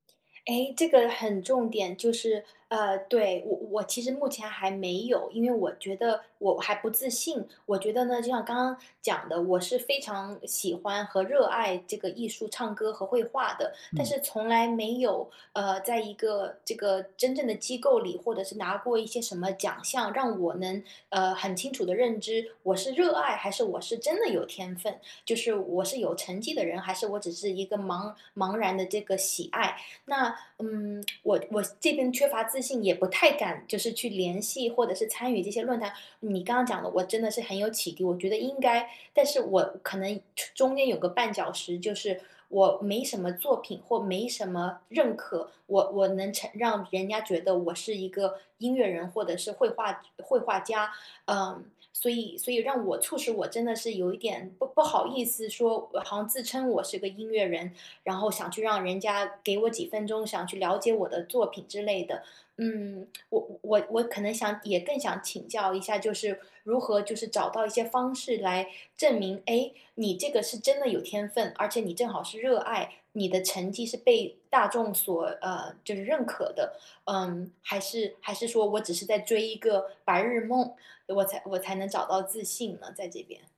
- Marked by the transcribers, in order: lip smack
- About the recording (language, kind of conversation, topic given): Chinese, advice, 我怎样才能重建自信并找到归属感？